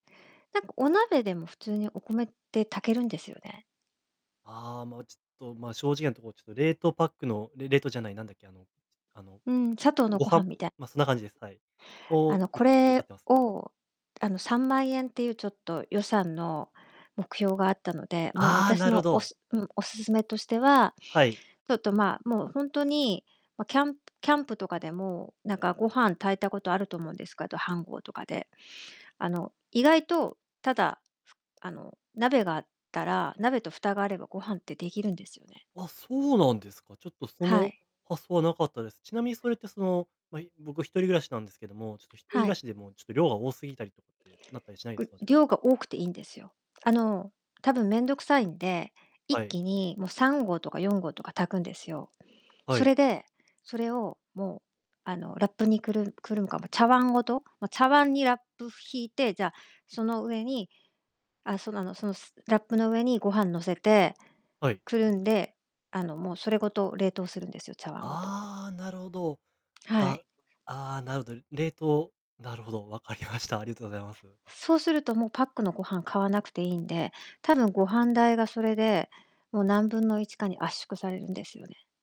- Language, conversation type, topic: Japanese, advice, 食費を抑えつつ、健康的に食べるにはどうすればよいですか？
- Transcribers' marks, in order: distorted speech; static; tapping; other background noise; laughing while speaking: "りました"